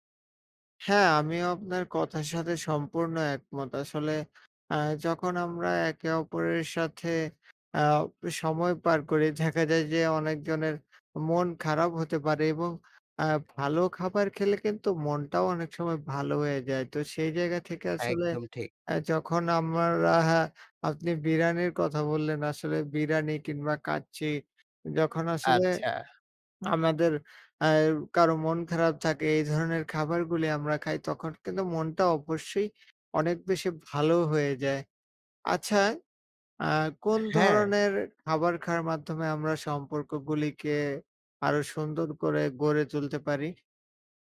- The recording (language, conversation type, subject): Bengali, unstructured, আপনার মতে, খাবারের মাধ্যমে সম্পর্ক গড়ে তোলা কতটা গুরুত্বপূর্ণ?
- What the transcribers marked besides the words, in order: "দেখা" said as "যেখা"; other background noise; "আমরা" said as "আমারা"; tapping